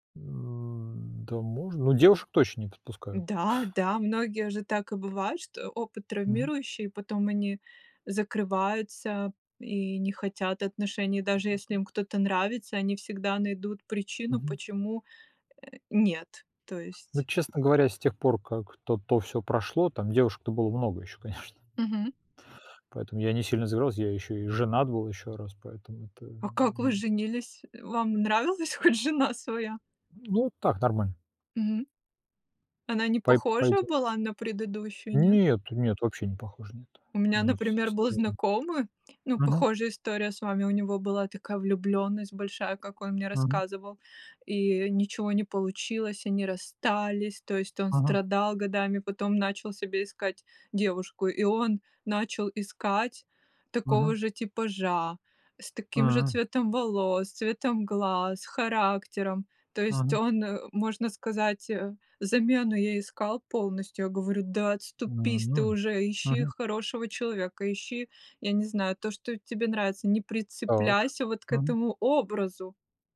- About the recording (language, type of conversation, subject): Russian, unstructured, Как понять, что ты влюблён?
- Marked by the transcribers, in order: drawn out: "М"; chuckle; tapping; unintelligible speech; laughing while speaking: "конечно"; unintelligible speech; laughing while speaking: "хоть жена своя?"